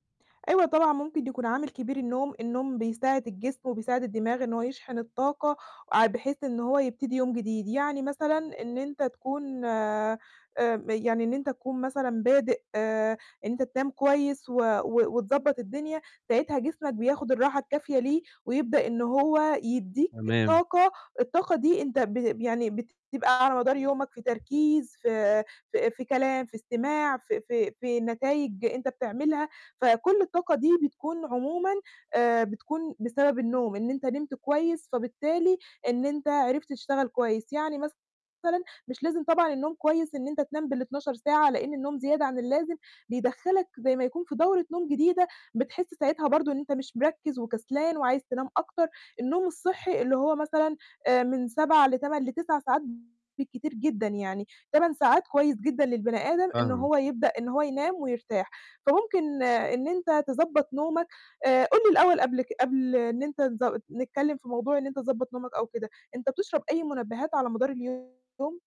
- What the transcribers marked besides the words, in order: distorted speech
- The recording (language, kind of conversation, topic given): Arabic, advice, إزاي أقدر أحافظ على تركيز ثابت طول اليوم وأنا بشتغل؟